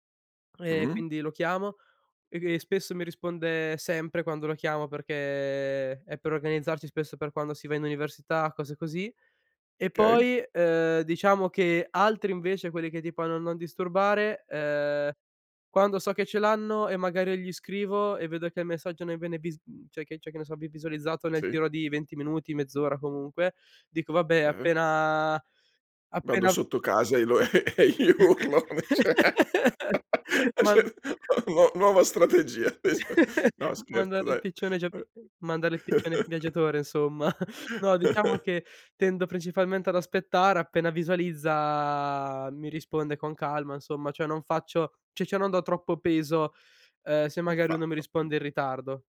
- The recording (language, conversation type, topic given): Italian, podcast, Come gestisci le notifiche sul telefono?
- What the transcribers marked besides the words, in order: "Okay" said as "kay"; "cioè" said as "ceh"; tapping; chuckle; laughing while speaking: "e e gli urlo nuo nuova strategia"; unintelligible speech; chuckle; chuckle; drawn out: "visualizza"; "cioè" said as "cho"